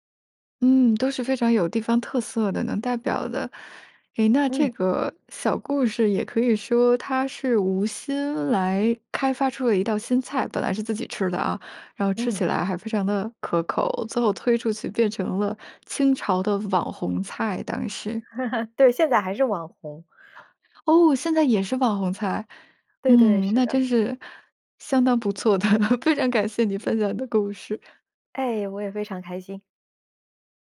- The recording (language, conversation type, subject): Chinese, podcast, 你眼中最能代表家乡味道的那道菜是什么？
- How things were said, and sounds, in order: laugh; other noise; laughing while speaking: "不错的，非常感谢你分享的故事"